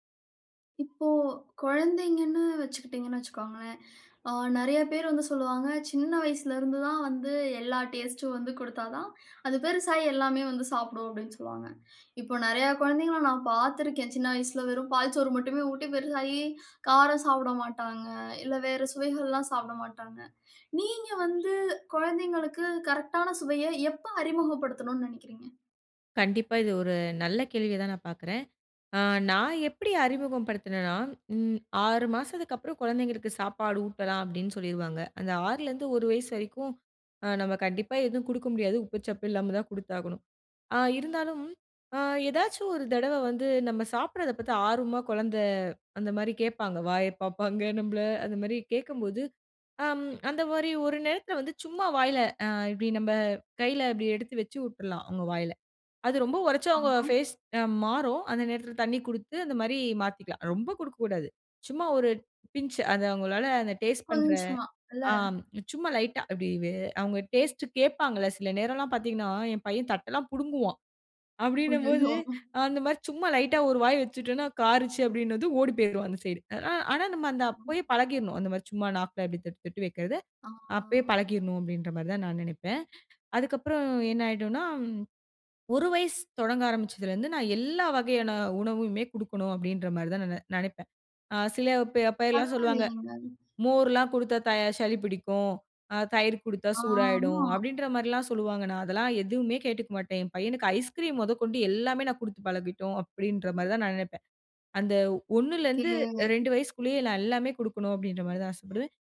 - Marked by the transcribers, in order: in English: "டேஸ்ட்டும்"; laughing while speaking: "வாய பாப்பாங்க நம்பள"; in English: "பின்ச்சு"; in English: "டேஸ்ட்"; laughing while speaking: "அப்படின்னம்போது அந்த மாரி சும்மா லைட்டா … போயிரும் அந்த சைடு"; laughing while speaking: "அய்யயோ!"; drawn out: "ஆ"; other background noise; drawn out: "ஒகே"
- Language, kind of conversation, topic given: Tamil, podcast, குழந்தைகளுக்கு புதிய சுவைகளை எப்படி அறிமுகப்படுத்தலாம்?